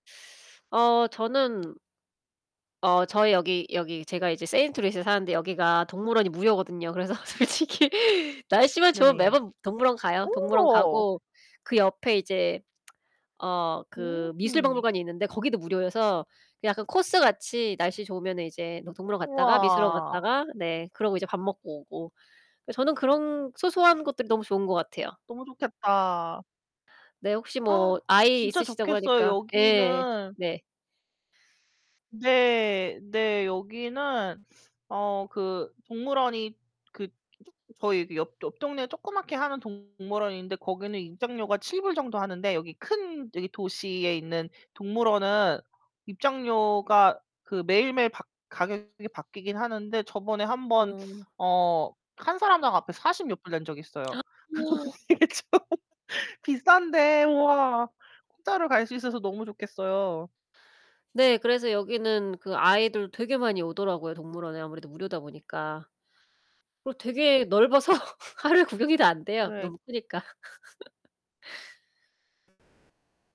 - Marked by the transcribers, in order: tapping; laughing while speaking: "솔직히"; tsk; background speech; gasp; static; other background noise; distorted speech; gasp; laugh; laughing while speaking: "이게 좀"; laughing while speaking: "넓어서 하루에"; laugh
- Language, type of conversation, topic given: Korean, unstructured, 주말에 하루를 보낸다면 집에서 쉬는 것과 야외 활동 중 무엇을 선택하시겠습니까?